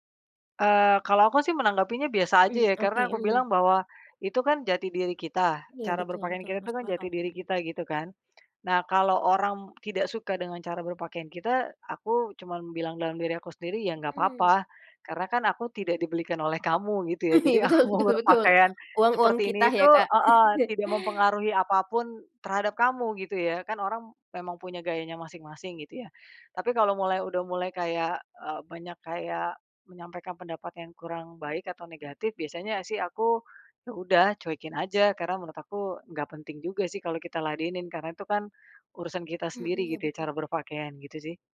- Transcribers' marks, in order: laughing while speaking: "Betul betul betul"; laughing while speaking: "Jadi aku"; laugh; other background noise
- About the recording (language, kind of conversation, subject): Indonesian, podcast, Gaya berpakaian seperti apa yang paling menggambarkan dirimu, dan mengapa?
- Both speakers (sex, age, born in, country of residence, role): female, 25-29, Indonesia, Indonesia, host; female, 35-39, Indonesia, Indonesia, guest